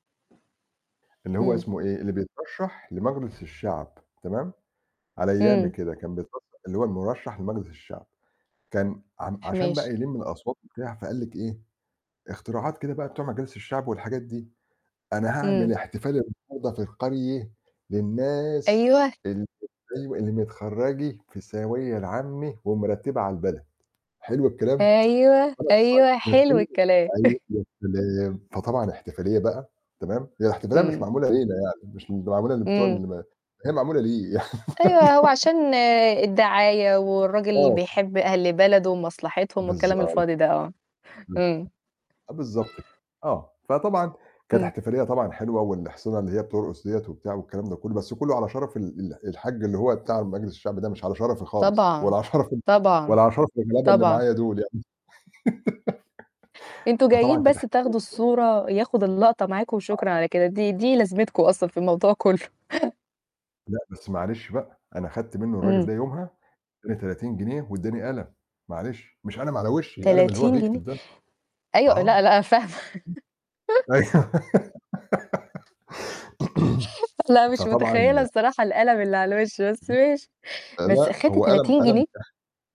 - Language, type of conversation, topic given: Arabic, unstructured, إزاي بتتعامل مع القلق قبل المناسبات المهمة؟
- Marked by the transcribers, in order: static; distorted speech; put-on voice: "أنا هاعمل احتفال النهارده في … ومرتّبة على البلد"; tapping; unintelligible speech; chuckle; tsk; unintelligible speech; laugh; other noise; other background noise; laugh; unintelligible speech; chuckle; laughing while speaking: "فاهمة"; laugh; laughing while speaking: "أيوه"; laugh; throat clearing; unintelligible speech